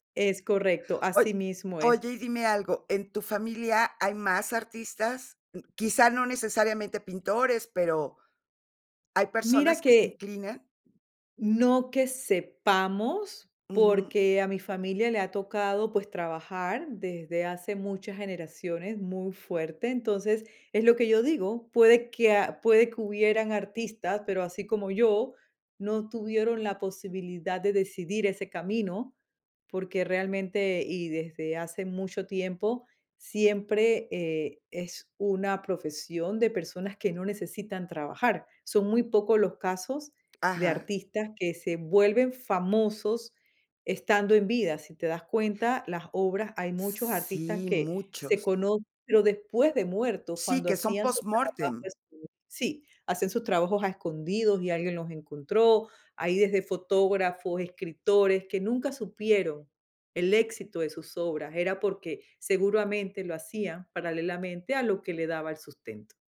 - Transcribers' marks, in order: none
- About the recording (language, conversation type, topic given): Spanish, podcast, ¿De dónde te viene la inspiración?